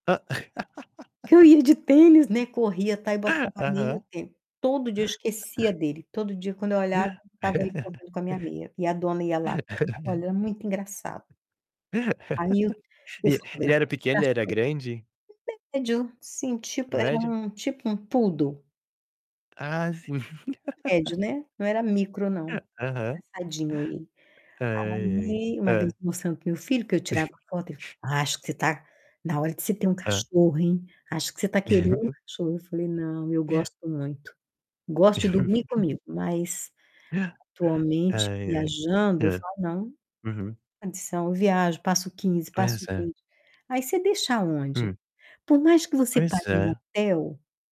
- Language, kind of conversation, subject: Portuguese, unstructured, Como convencer alguém a não abandonar um cachorro ou um gato?
- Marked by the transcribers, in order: laugh; tapping; chuckle; distorted speech; laugh; unintelligible speech; other background noise; laugh; chuckle; chuckle; unintelligible speech; chuckle; chuckle